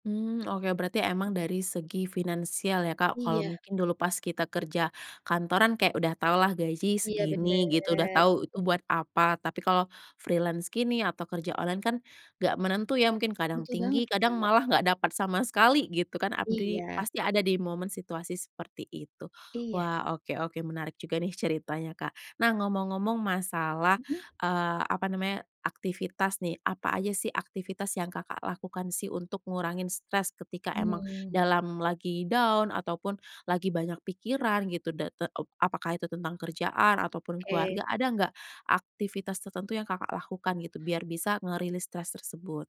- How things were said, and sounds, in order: other background noise; in English: "freelance"; unintelligible speech; in English: "down"; in English: "nge-release"
- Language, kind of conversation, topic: Indonesian, podcast, Bagaimana cara kamu menjaga keseimbangan antara kehidupan pribadi dan pekerjaan tanpa stres?